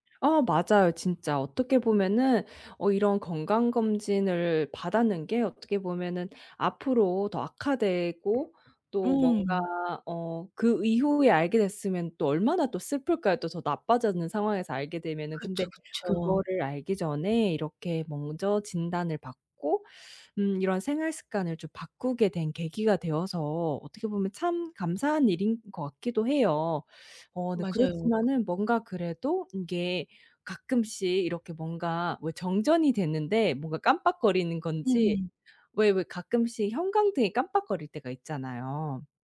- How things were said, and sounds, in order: tapping; other background noise
- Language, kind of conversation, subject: Korean, advice, 건강 문제 진단 후 생활습관을 어떻게 바꾸고 계시며, 앞으로 어떤 점이 가장 불안하신가요?